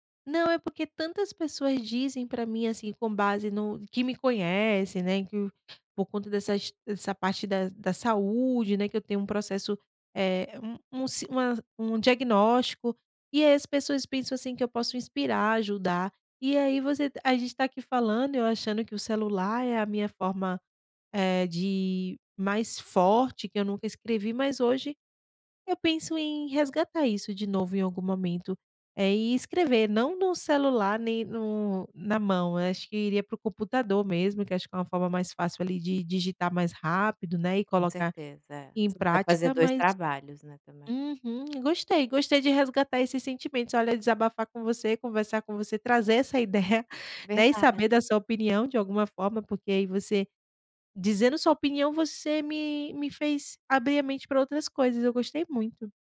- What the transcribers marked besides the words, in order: none
- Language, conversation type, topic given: Portuguese, advice, Como posso começar e manter um diário de ideias e rascunhos diariamente?